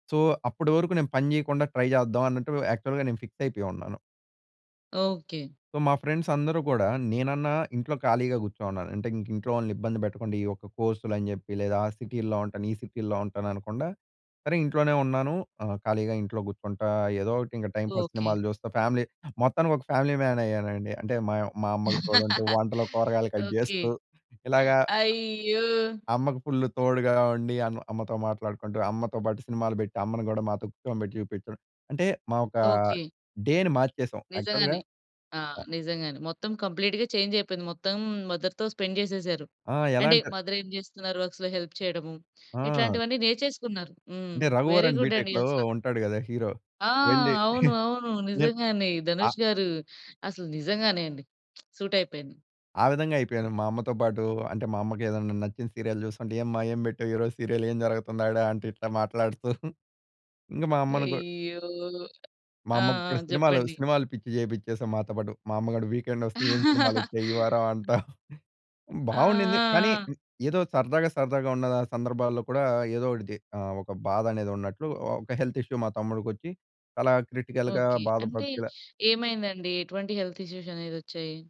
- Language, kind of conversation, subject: Telugu, podcast, మీ కొత్త ఉద్యోగం మొదటి రోజు మీకు ఎలా అనిపించింది?
- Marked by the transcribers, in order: in English: "సో"; in English: "ట్రై"; in English: "యాక్చువల్‌గా"; in English: "ఫిక్స్"; in English: "ఫ్రెండ్స్"; in English: "టైంపాస్"; in English: "ఫ్యామిలీ"; in English: "ఫ్యామిలీ మ్యాన్"; laughing while speaking: "ఓకే. ఆ‌య్యో!"; in English: "కట్"; in English: "ఫుల్"; in English: "డే‌ని"; in English: "యాక్చువల్‌గా"; in English: "కంప్లీట్‌గా చేంజ్"; in English: "మదర్‌తో స్పెండ్"; in English: "మదర్"; in English: "వర్క్స్‌లో హెల్ప్"; in English: "వెరీ గుడ్"; chuckle; other noise; lip smack; in English: "సూట్"; other background noise; in English: "సీరియల్"; in English: "సీరియల్"; tapping; laugh; in English: "వీకెండ్"; giggle; in English: "హెల్త్ ఇష్యూ"; in English: "క్రిటికల్‌గా"; in English: "హెల్త్ ఇష్యూస్"